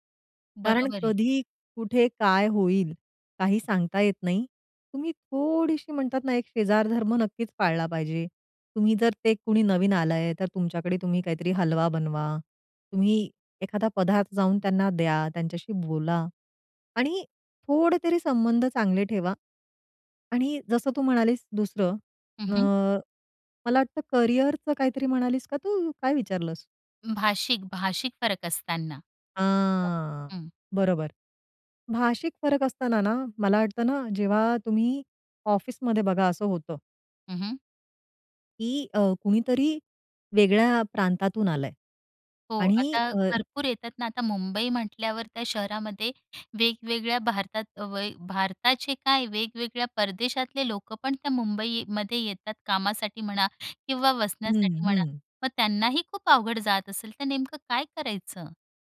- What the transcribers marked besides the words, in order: drawn out: "हां"; unintelligible speech
- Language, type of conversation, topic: Marathi, podcast, नवीन लोकांना सामावून घेण्यासाठी काय करायचे?